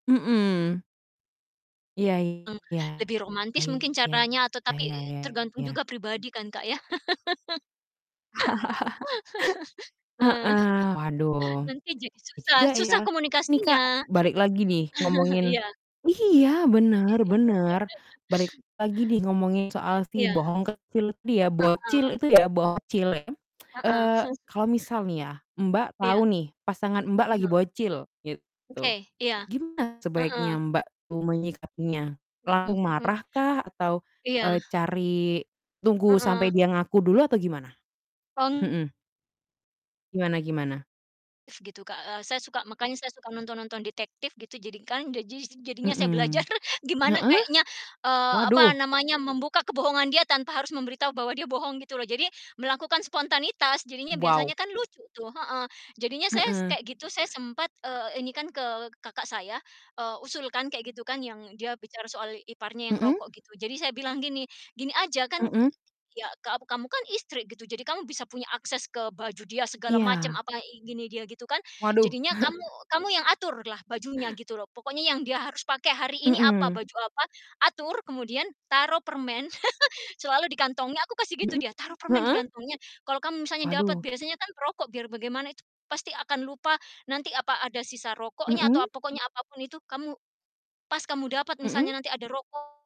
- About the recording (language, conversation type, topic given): Indonesian, unstructured, Apa pendapatmu tentang kebohongan kecil dalam hubungan cinta?
- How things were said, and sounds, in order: mechanical hum; distorted speech; laugh; chuckle; other background noise; laugh; tsk; chuckle; static; chuckle; chuckle; laugh